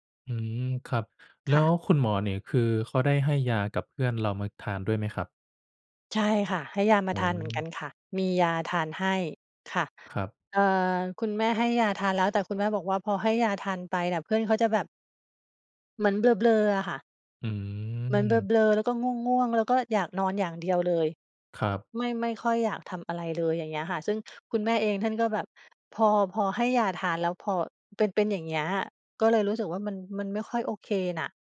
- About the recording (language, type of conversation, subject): Thai, advice, ฉันควรช่วยเพื่อนที่มีปัญหาสุขภาพจิตอย่างไรดี?
- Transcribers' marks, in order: other background noise